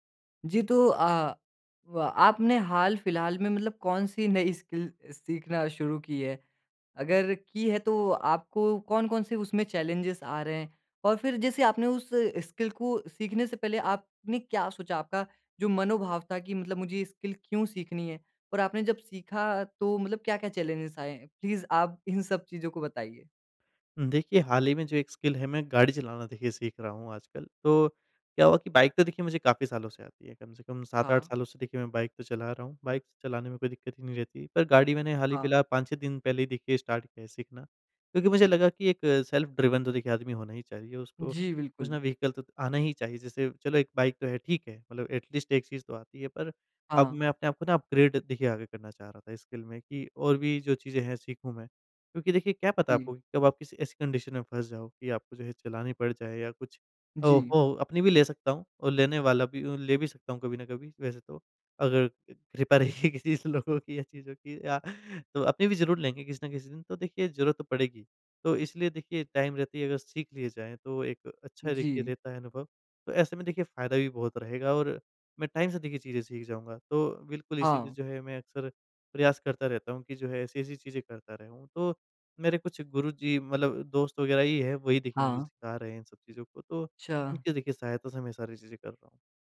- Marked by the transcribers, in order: laughing while speaking: "नई"; in English: "स्किल"; in English: "चैलेंजेस"; in English: "स्किल"; in English: "स्किल"; in English: "चैलेंजेज़"; in English: "प्लीज़"; laughing while speaking: "इन"; in English: "स्किल"; in English: "स्टार्ट"; in English: "सेल्फ ड्रिवन"; in English: "वेहिकल"; in English: "एटलीस्ट"; in English: "अपग्रेड"; in English: "स्किल"; in English: "कंडीशन"; laughing while speaking: "रही किसी ऐसे लोगों की या चीज़ों की"; in English: "टाइम"; in English: "टाइम"
- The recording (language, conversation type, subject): Hindi, podcast, आप कोई नया कौशल सीखना कैसे शुरू करते हैं?